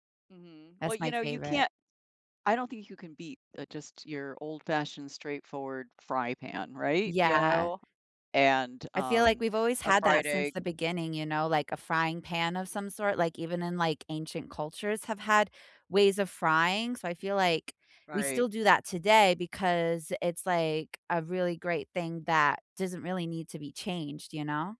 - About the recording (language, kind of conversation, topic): English, unstructured, What is something surprising about the way we cook today?
- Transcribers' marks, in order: none